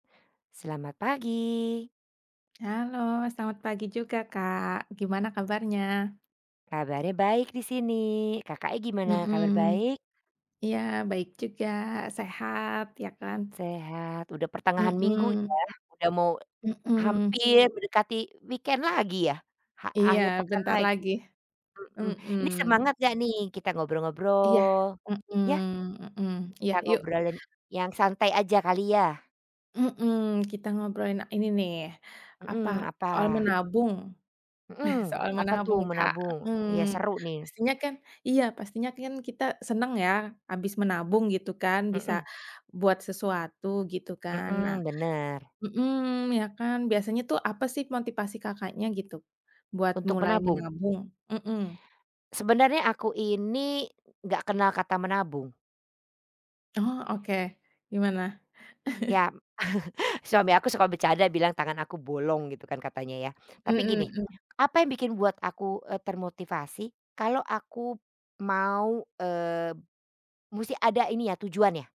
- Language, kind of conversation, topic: Indonesian, unstructured, Pernahkah kamu merasa senang setelah berhasil menabung untuk membeli sesuatu?
- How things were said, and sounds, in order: other background noise; in English: "weekend"; chuckle; tapping; chuckle